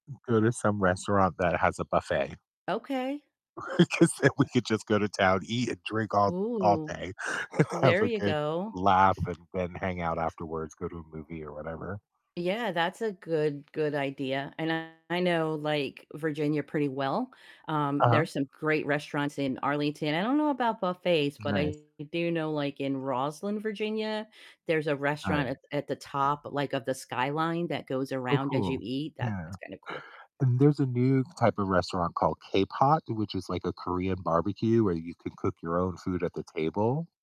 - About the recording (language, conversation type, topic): English, unstructured, How do you keep in touch with friends who live far away?
- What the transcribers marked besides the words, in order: laughing while speaking: "Because then we could just"; laughing while speaking: "and have"; other background noise; distorted speech; tapping